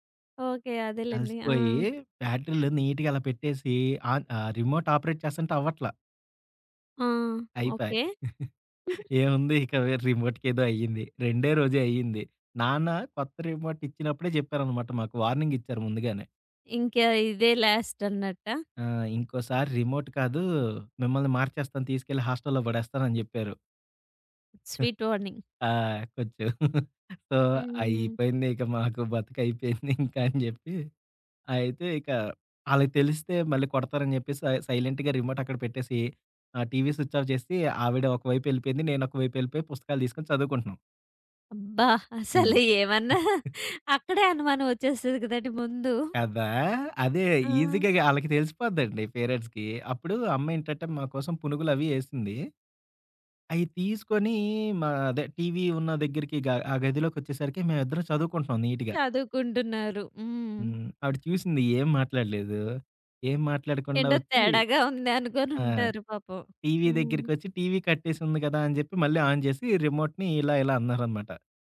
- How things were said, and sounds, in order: other background noise; in English: "నీట్‌గా"; in English: "ఆన్"; in English: "ఆపరేట్"; giggle; in English: "రిమోట్"; in English: "వార్నింగ్"; in English: "లాస్ట్"; tapping; in English: "స్వీట్ వార్నింగ్"; giggle; chuckle; in English: "సో"; laughing while speaking: "బతకైపోయిందింకా అని చెప్పి"; in English: "స్విచ్ ఆఫ్"; laughing while speaking: "అసలు ఏమన్నా"; giggle; in English: "ఈజీగ"; in English: "పేరెంట్స్‌కి"; in English: "నీట్‌గా"; in English: "ఆన్"
- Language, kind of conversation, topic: Telugu, podcast, మీ కుటుంబంలో ప్రేమను సాధారణంగా ఎలా తెలియజేస్తారు?